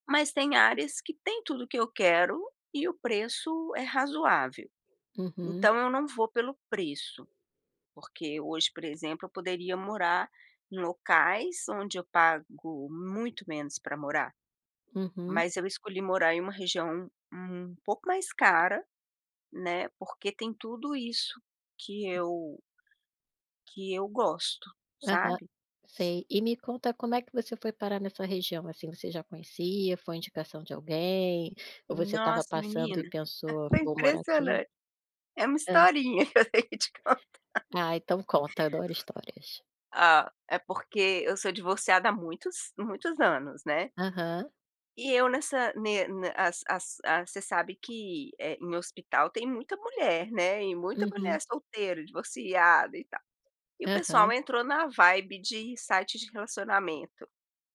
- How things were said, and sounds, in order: tapping; unintelligible speech; laughing while speaking: "que eu teria de contar"; other background noise
- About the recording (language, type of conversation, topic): Portuguese, podcast, Como você escolhe onde morar?